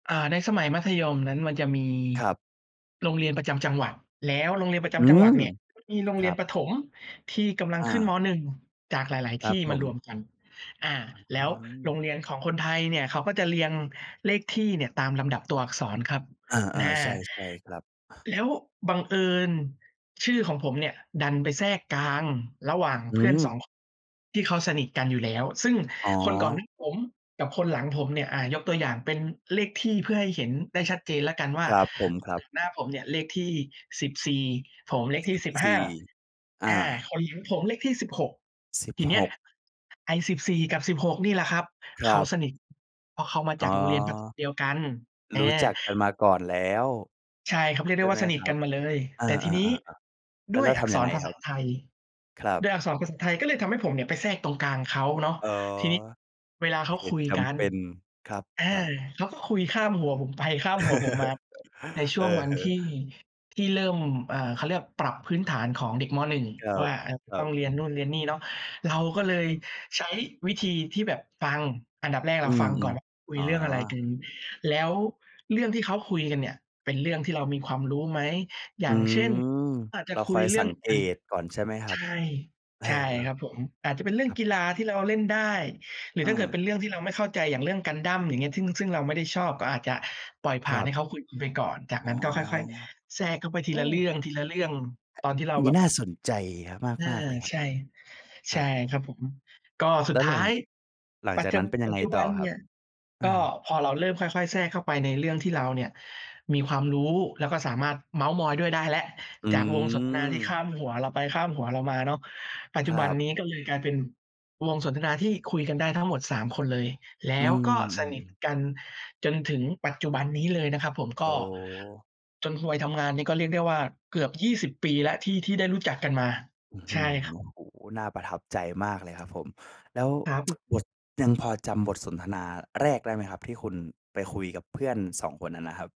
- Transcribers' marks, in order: unintelligible speech; "หลัง" said as "เหลียง"; laugh; wind; tapping; "วัย" said as "ฮวย"; tsk; other noise
- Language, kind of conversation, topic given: Thai, podcast, คุณมีเทคนิคในการเริ่มคุยกับคนแปลกหน้ายังไงบ้าง?